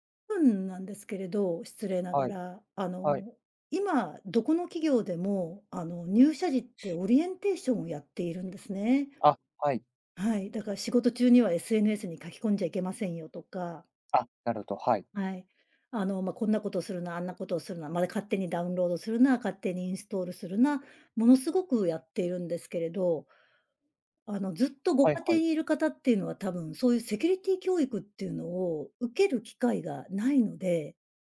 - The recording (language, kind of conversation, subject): Japanese, podcast, プライバシーと利便性は、どのように折り合いをつければよいですか？
- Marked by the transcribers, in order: none